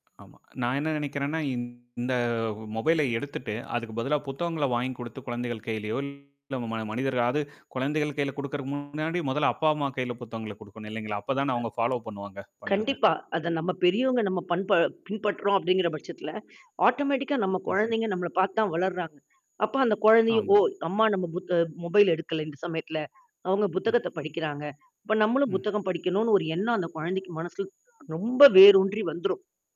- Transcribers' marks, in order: tapping; distorted speech; other noise; in English: "ஃபாலோ"; in English: "ஆட்டோமேட்டிக்கா"; mechanical hum
- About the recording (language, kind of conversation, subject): Tamil, podcast, ஸ்மார்ட்போன் பயன்படுத்தும் பழக்கத்தை எப்படிக் கட்டுப்படுத்தலாம்?